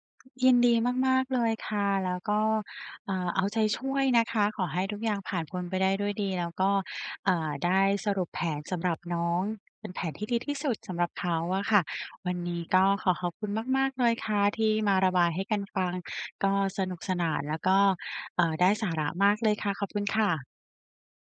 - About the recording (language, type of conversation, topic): Thai, advice, ฉันจะตัดสินใจเรื่องสำคัญของตัวเองอย่างไรโดยไม่ปล่อยให้แรงกดดันจากสังคมมาชี้นำ?
- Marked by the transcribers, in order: tapping